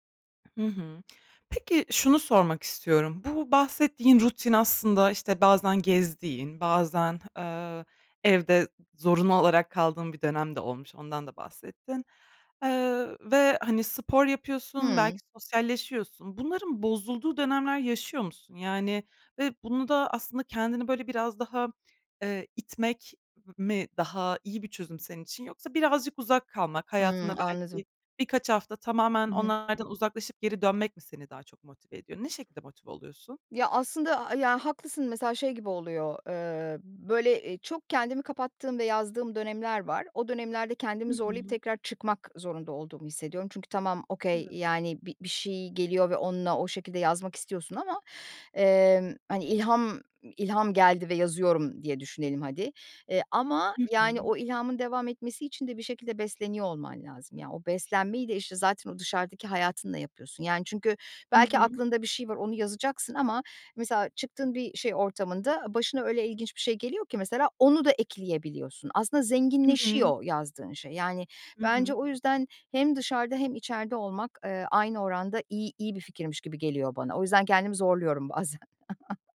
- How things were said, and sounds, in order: tapping; other background noise; laughing while speaking: "bazen"; chuckle
- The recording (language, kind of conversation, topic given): Turkish, podcast, Günlük rutin yaratıcılığı nasıl etkiler?